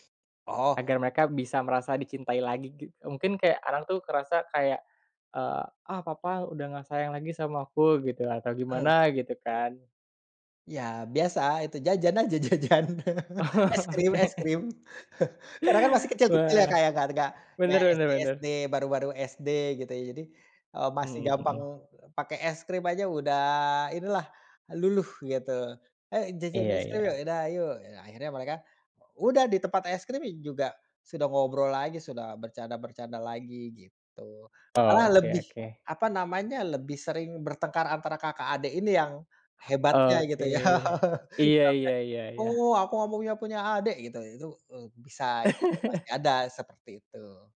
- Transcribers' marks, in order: laughing while speaking: "jajan"; chuckle; laughing while speaking: "Oke"; chuckle; tapping; laugh; laugh
- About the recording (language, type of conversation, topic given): Indonesian, podcast, Bagaimana tindakan kecil sehari-hari bisa membuat anak merasa dicintai?